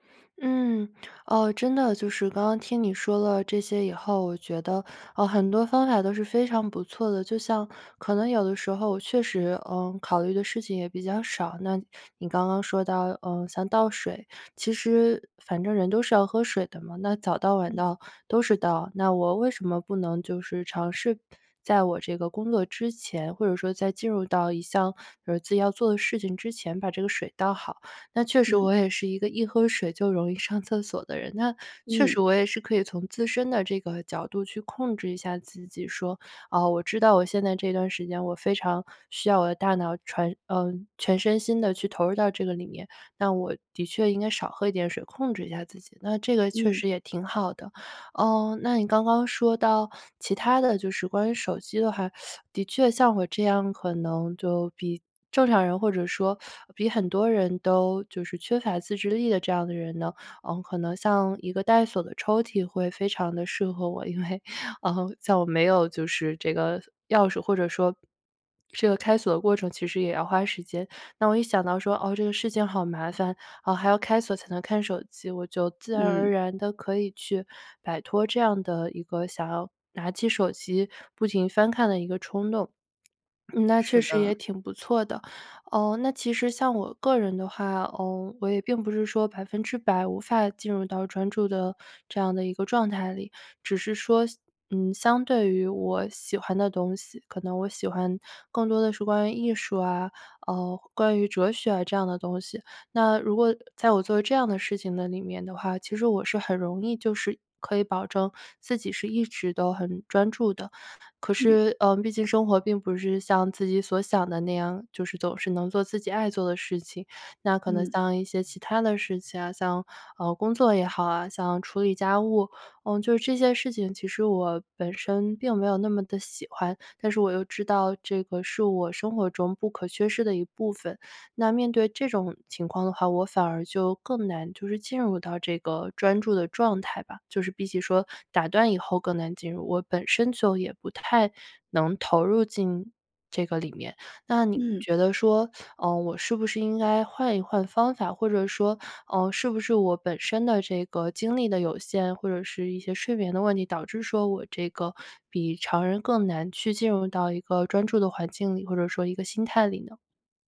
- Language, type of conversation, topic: Chinese, advice, 为什么我总是频繁被打断，难以进入专注状态？
- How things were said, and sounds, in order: laughing while speaking: "上厕所的人"; teeth sucking; teeth sucking; laughing while speaking: "因为，呃"; other background noise; swallow; teeth sucking; teeth sucking